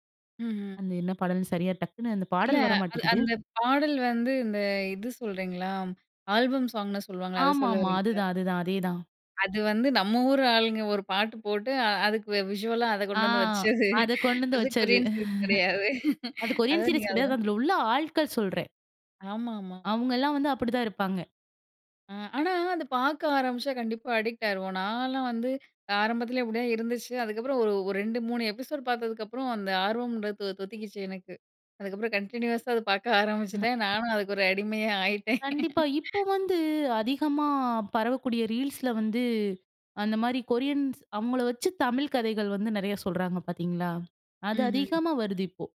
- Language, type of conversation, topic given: Tamil, podcast, நண்பர்களுக்குள் நெருக்கம் எப்படி உருவாகிறது?
- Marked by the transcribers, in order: laughing while speaking: "வச்சது"; laugh; laughing while speaking: "கிடையாது. அத நீங்க"; unintelligible speech; in English: "அடிக்ட்"; in English: "எபிசோடு"; in English: "கன்டினியூஸா"; laugh